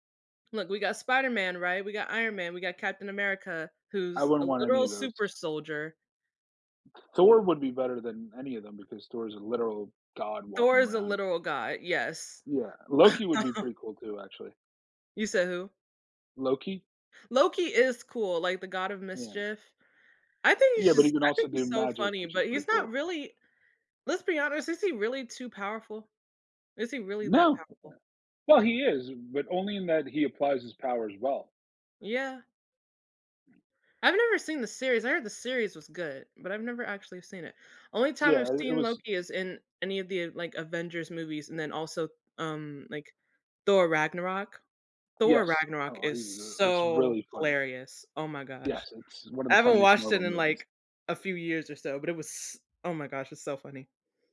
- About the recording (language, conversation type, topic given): English, unstructured, What do our choices of superpowers reveal about our values and desires?
- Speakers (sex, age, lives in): female, 20-24, United States; male, 35-39, United States
- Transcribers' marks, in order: other background noise; laugh; unintelligible speech; tapping; drawn out: "so"